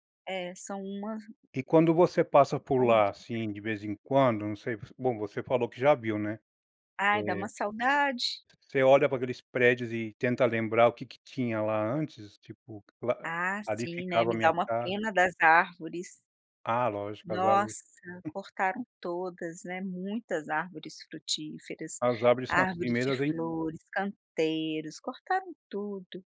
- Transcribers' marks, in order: other noise
- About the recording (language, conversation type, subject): Portuguese, podcast, Que lembranças seus avós sempre contam sobre a família?